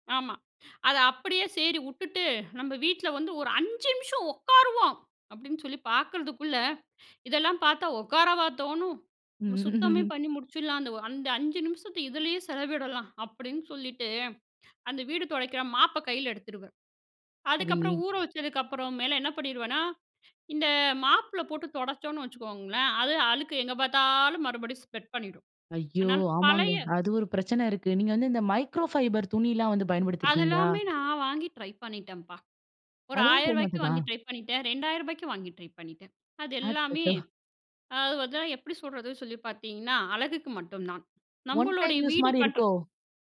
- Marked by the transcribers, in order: tapping; in English: "மாப்ப"; "சரிங்க" said as "சரிங்கி"; in English: "மாப்புல"; in English: "ஸ்ப்ரெட்"; in English: "மைக்ரோஃபைபர்"
- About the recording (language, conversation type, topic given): Tamil, podcast, எளிய, குறைந்த செலவில் வீட்டை சுத்தம் செய்யும் நுட்பங்கள் என்ன?